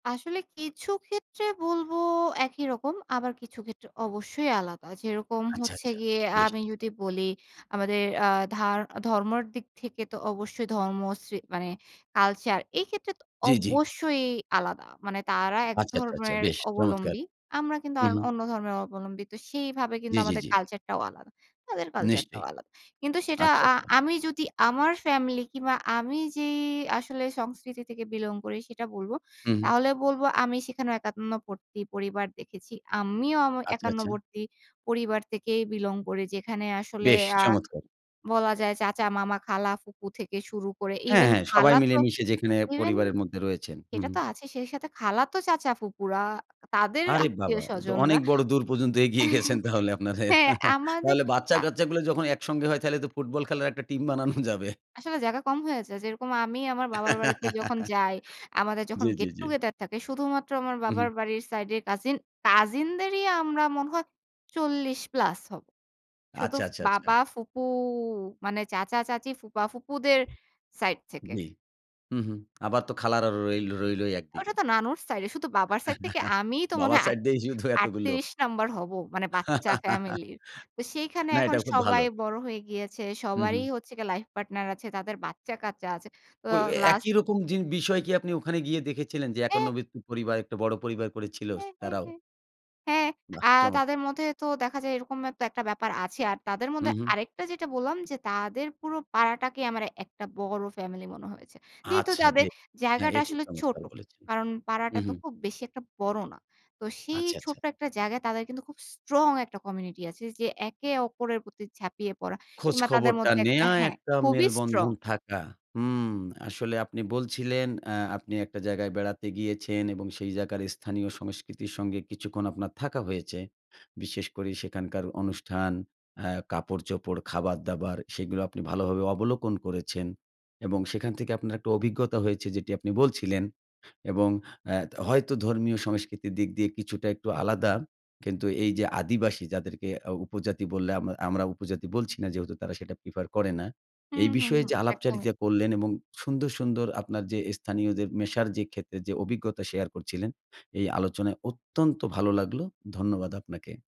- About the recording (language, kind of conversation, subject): Bengali, podcast, কোথায় গিয়ে স্থানীয়দের সঙ্গে মিশতে আপনার সবচেয়ে ভালো লেগেছিল?
- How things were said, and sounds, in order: other background noise; stressed: "অবশ্যই"; "একান্নবর্তী" said as "একাত্নবর্তী"; laughing while speaking: "এগিয়ে গেছেন তাহলে আপনাদের"; tapping; laughing while speaking: "বানানো যাবে"; laugh; "শুধু" said as "শুদুফ"; drawn out: "ফুপু"; "একদিকে" said as "এগদিগে"; laugh; laughing while speaking: "বাবার সাইড দেই শুধু এতগুলো"; laugh; "একান্নবর্তি" said as "একান্নব্যাতি"; "ছিল" said as "ছিলস"